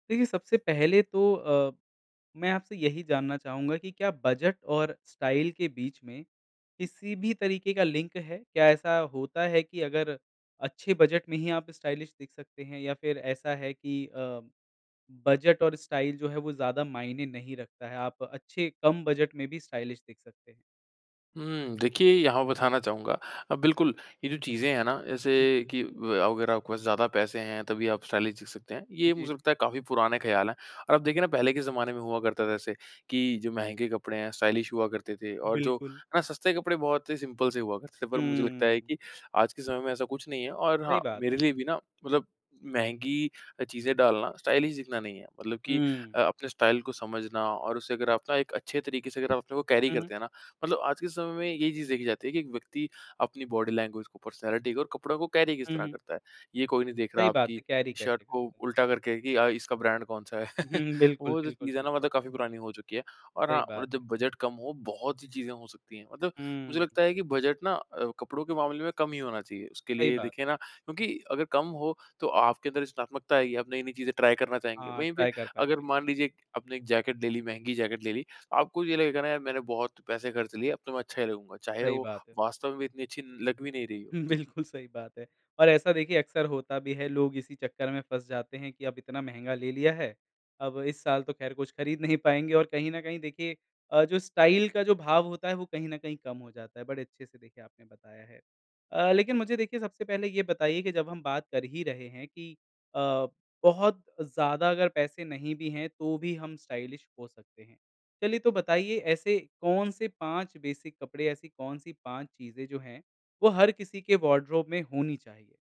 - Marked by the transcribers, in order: in English: "स्टाइल"; in English: "लिंक"; in English: "स्टाइलिश"; in English: "स्टाइल"; in English: "स्टाइलिश"; in English: "स्टाइलिश"; in English: "स्टाइलिश"; in English: "सिंपल"; in English: "स्टाइलिश"; in English: "स्टाइल"; in English: "कैरी"; in English: "बॉडी लैंग्वेज़"; in English: "पर्सनैलिटी"; in English: "कैरी"; in English: "कैरी"; chuckle; in English: "ट्राई"; in English: "ट्राई"; laughing while speaking: "बिल्कुल सही"; in English: "स्टाइल"; in English: "स्टाइलिश"; in English: "बेसिक"; in English: "वार्डरोब"
- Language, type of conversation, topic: Hindi, podcast, बजट कम होने पर भी स्टाइलिश दिखने के आसान तरीके क्या हैं?